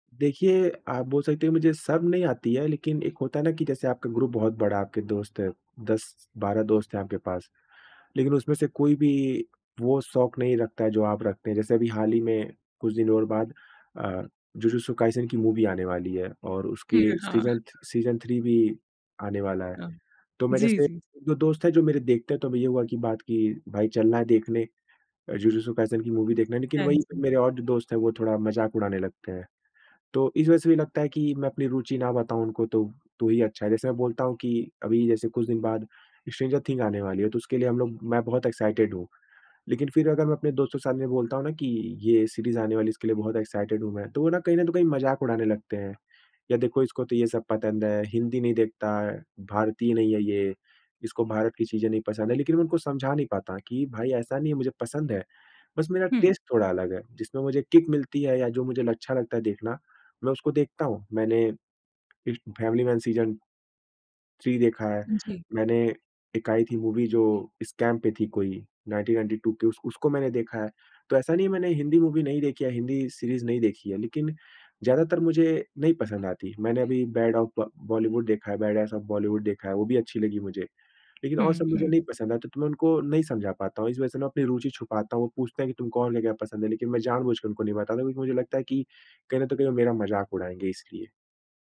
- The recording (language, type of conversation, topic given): Hindi, advice, दोस्तों के बीच अपनी अलग रुचि क्यों छुपाते हैं?
- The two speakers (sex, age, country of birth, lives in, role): female, 30-34, India, India, advisor; male, 25-29, India, India, user
- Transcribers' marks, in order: in English: "ग्रुप"; in English: "मूवी"; in English: "सीज़न सीज़न थ्री"; in English: "मूवी"; in English: "एक्साइटेड"; in English: "एक्साइटेड"; in English: "टेस्ट"; in English: "किक"; in English: "सीज़न थ्री"; in English: "मूवी"; in English: "स्कैम"; in English: "नाइनटीन नाइंटी टू"; in English: "मूवी"; in English: "सीरीज़"